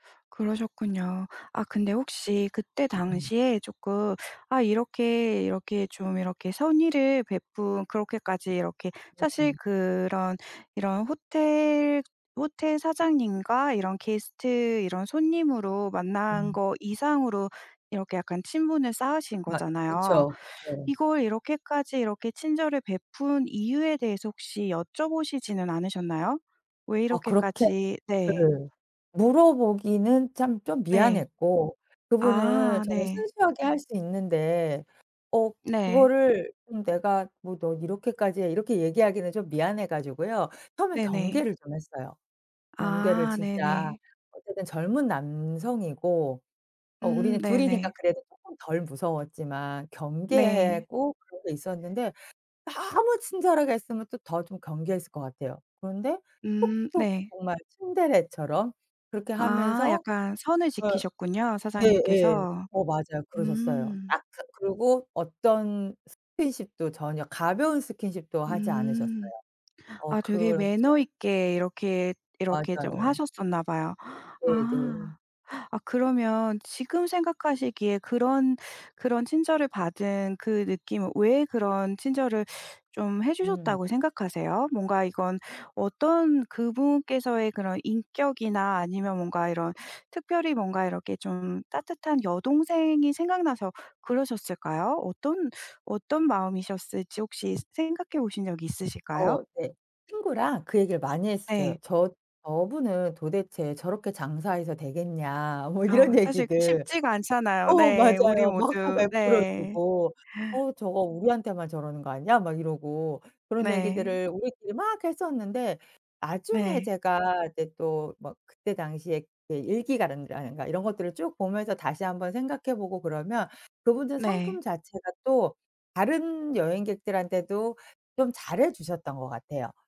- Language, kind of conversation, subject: Korean, podcast, 여행 중에 만난 친절한 사람에 대해 이야기해 주실 수 있나요?
- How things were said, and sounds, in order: other background noise; "경계하고" said as "경계해고"; tapping; laughing while speaking: "뭐 이런 얘기들"; inhale